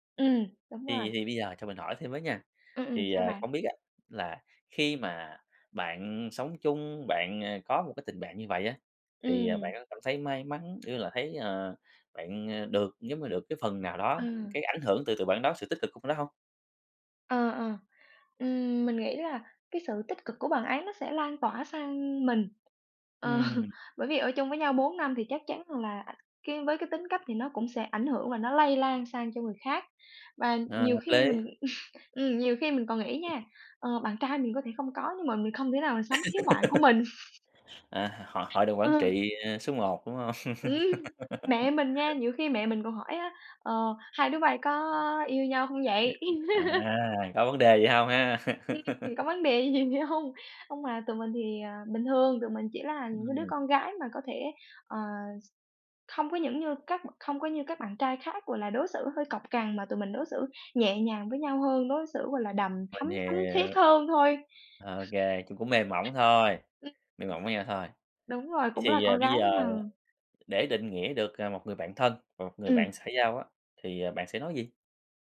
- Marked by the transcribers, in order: tapping; laughing while speaking: "Ờ"; other background noise; sniff; laugh; laugh; other noise; laugh; laugh; laughing while speaking: "gì hông?"
- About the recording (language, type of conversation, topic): Vietnamese, podcast, Bạn có thể kể về vai trò của tình bạn trong đời bạn không?